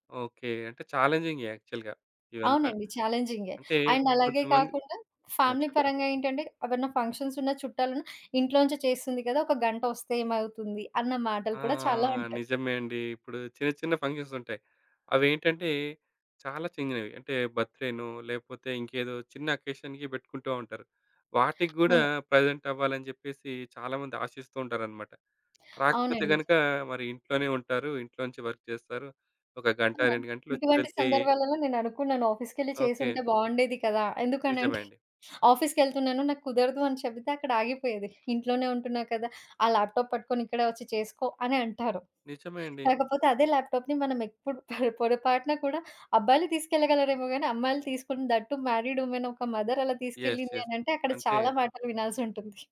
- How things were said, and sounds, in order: in English: "యాక్చువల్‌గా"; tapping; in English: "అండ్"; in English: "ఫ్యామిలీ"; in English: "ఫంక్షన్స్"; in English: "ఫంక్షన్స్"; "చిన్నవి" said as "చెంగినవి"; in English: "బర్త్‌డేనో"; in English: "అకేషన్‌కి"; other background noise; in English: "ప్రెజెంట్"; in English: "వర్క్"; in English: "ఆఫీస్‌కెళ్లి"; in English: "ఆఫీస్‌కెళ్తున్నాను"; in English: "ల్యాప్‌టాప్"; in English: "ల్యాప్‌టాప్‌ని"; in English: "దట్ టూ మ్యారీడ్ వుమెన్"; in English: "మదర్"; in English: "యెస్. యెస్"
- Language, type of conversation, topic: Telugu, podcast, ఇంటినుంచి పని చేసే అనుభవం మీకు ఎలా ఉంది?